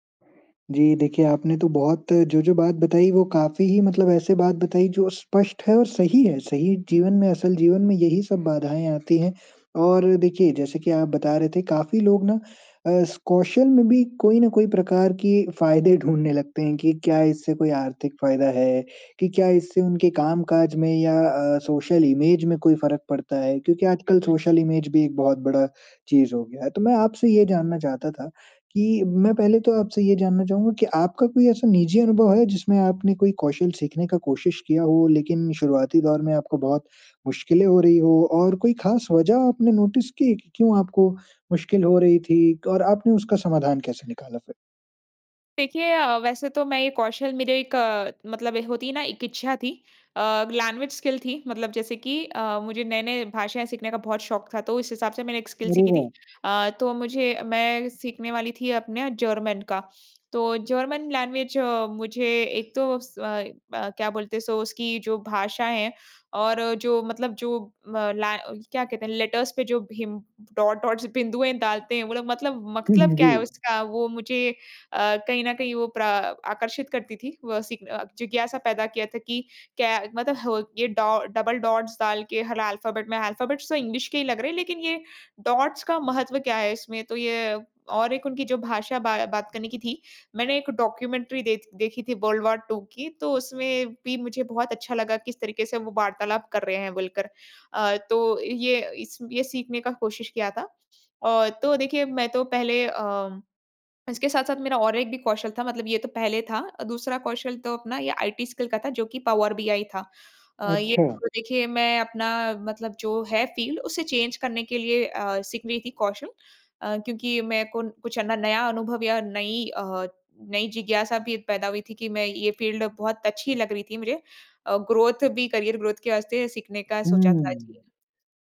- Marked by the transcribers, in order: other background noise; in English: "सोशल इमेज"; in English: "सोशल इमेज"; tapping; in English: "नोटिस"; in English: "लैंग्वेज स्किल"; in English: "स्किल"; in English: "लैंग्वेज"; in English: "लेटर्स"; in English: "डॉट डॉट्स"; in English: "डबल डॉट्स"; in English: "अल्फाबेट"; in English: "अल्फाबेट्स"; in English: "इंग्लिश"; in English: "डॉट्स"; in English: "डॉक्यूमेंट्री"; other noise; in English: "वर्ल्ड वार टू"; in English: "स्किल"; in English: "फील्ड"; in English: "चेंज"; in English: "फील्ड"; in English: "ग्रोथ"; in English: "करियर ग्रोथ"
- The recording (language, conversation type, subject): Hindi, podcast, नए कौशल सीखने में आपको सबसे बड़ी बाधा क्या लगती है?